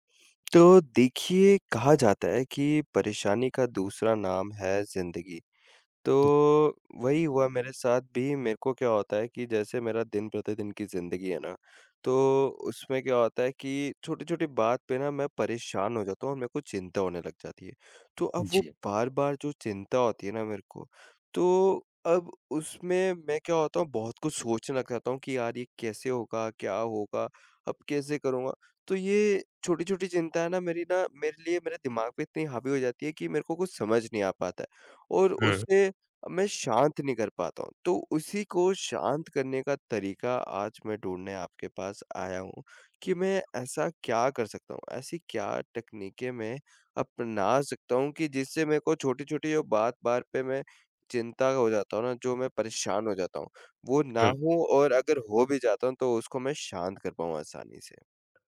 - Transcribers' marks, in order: tapping
- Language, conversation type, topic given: Hindi, advice, बार-बार चिंता होने पर उसे शांत करने के तरीके क्या हैं?